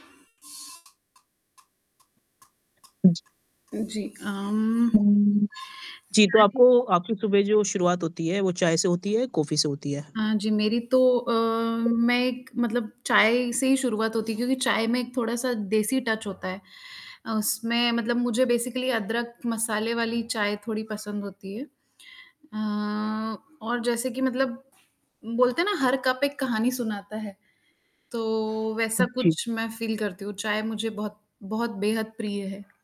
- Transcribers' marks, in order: mechanical hum; other background noise; static; unintelligible speech; in English: "टच"; in English: "बेसिकली"; tapping; in English: "फ़ील"
- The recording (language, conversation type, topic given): Hindi, unstructured, आप चाय या कॉफी में से क्या पसंद करते हैं और क्यों?
- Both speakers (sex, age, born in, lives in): female, 35-39, India, India; male, 20-24, India, India